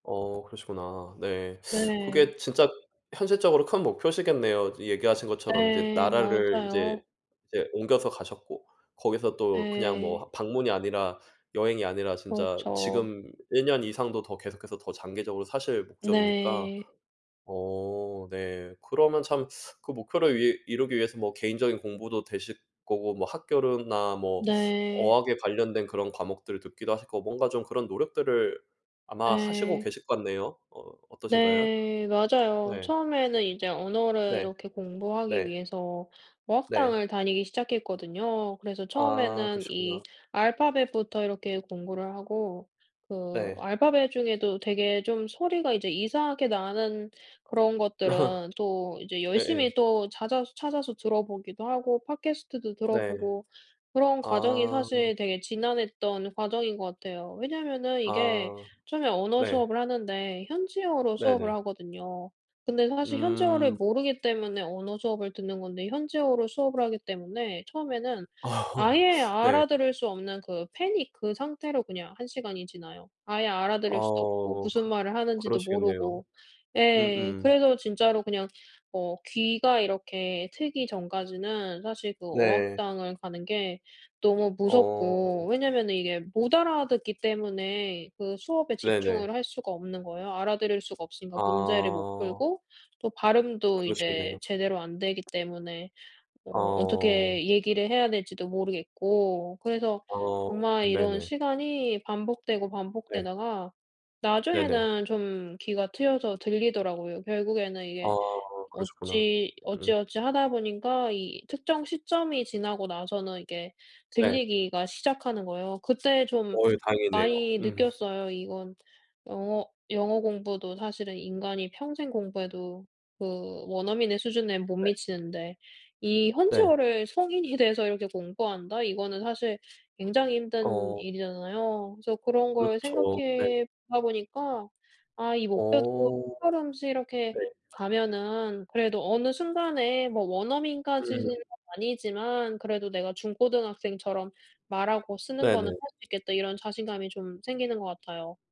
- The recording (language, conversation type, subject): Korean, unstructured, 목표를 달성했을 때 가장 기뻤던 순간은 언제였나요?
- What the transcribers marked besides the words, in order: other background noise; tapping; laugh; laugh; "많이" said as "마이"